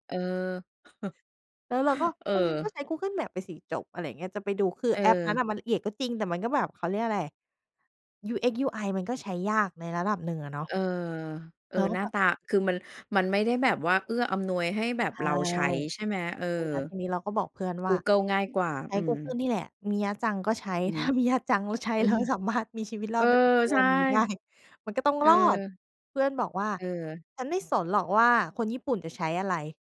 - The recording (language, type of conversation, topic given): Thai, podcast, มีเหตุการณ์ไหนที่เพื่อนร่วมเดินทางทำให้การเดินทางลำบากบ้างไหม?
- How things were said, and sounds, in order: chuckle; other background noise; laughing while speaking: "ถ้ามิยะจังเขาใช้ แล้วสามารถมีชีวิตรอดมาถึงทุกวันนี้ได้"